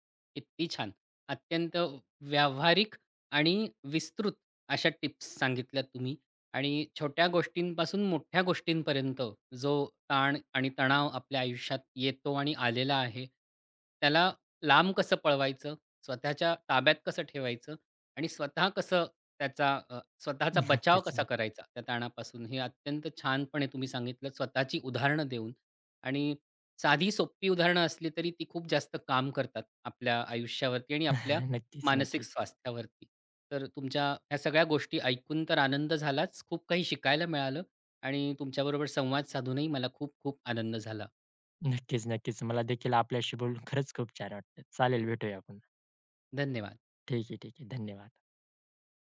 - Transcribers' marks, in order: laughing while speaking: "नक्कीच, नक्की"; chuckle; tapping; laughing while speaking: "नक्कीच"
- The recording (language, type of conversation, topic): Marathi, podcast, तणाव ताब्यात ठेवण्यासाठी तुमची रोजची पद्धत काय आहे?